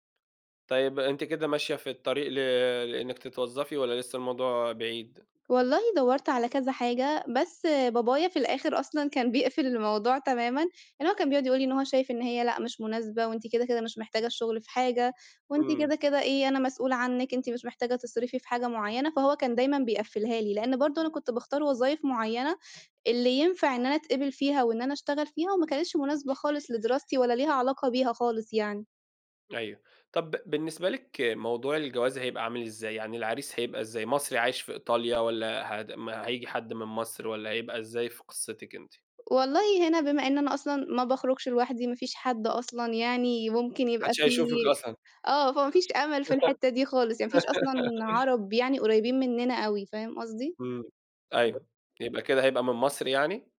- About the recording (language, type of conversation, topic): Arabic, podcast, إزاي الهجرة أثّرت على هويتك وإحساسك بالانتماء للوطن؟
- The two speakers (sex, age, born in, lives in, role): female, 25-29, Egypt, Italy, guest; male, 30-34, Saudi Arabia, Egypt, host
- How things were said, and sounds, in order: laugh; tapping